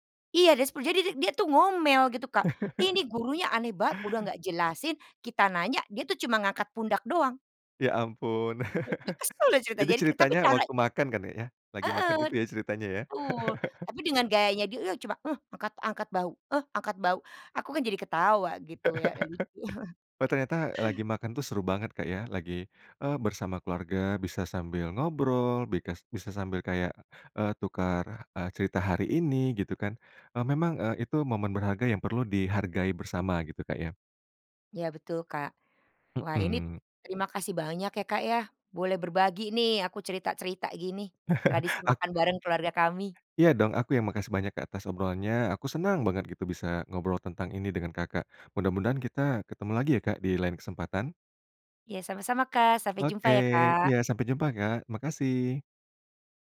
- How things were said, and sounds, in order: chuckle; chuckle; unintelligible speech; laugh; laugh; laughing while speaking: "lucu"; chuckle; other background noise
- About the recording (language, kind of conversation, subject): Indonesian, podcast, Bagaimana tradisi makan bersama keluarga di rumahmu?